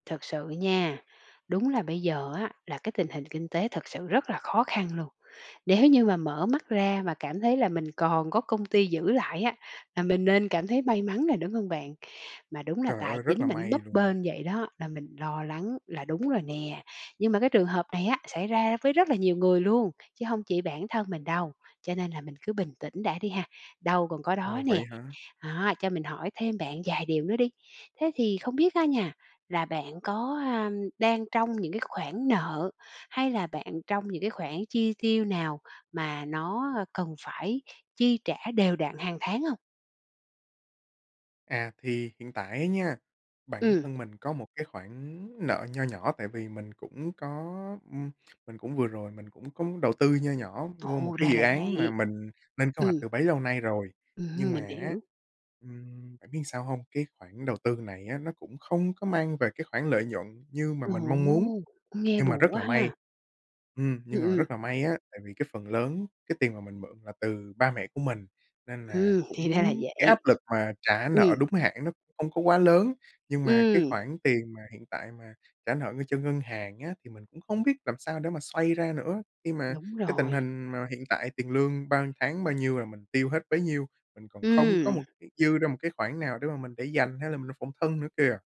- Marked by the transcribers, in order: tapping; laughing while speaking: "ra"; "nhiêu" said as "ưn"
- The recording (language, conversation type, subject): Vietnamese, advice, Bạn đang lo lắng thế nào về việc trả nợ và chi tiêu hằng tháng khi tình hình tài chính không ổn định?